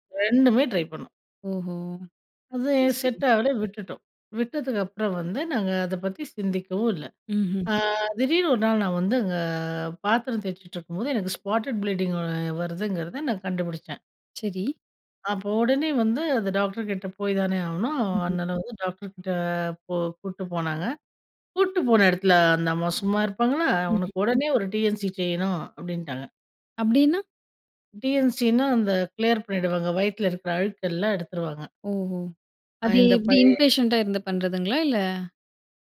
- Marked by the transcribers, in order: other background noise; in English: "ஸ்பாட்டட் ப்ளீடிங்"; in English: "இன்பேஷண்டா"
- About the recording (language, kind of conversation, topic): Tamil, podcast, உங்கள் வாழ்க்கை பற்றி பிறருக்கு சொல்லும் போது நீங்கள் எந்த கதை சொல்கிறீர்கள்?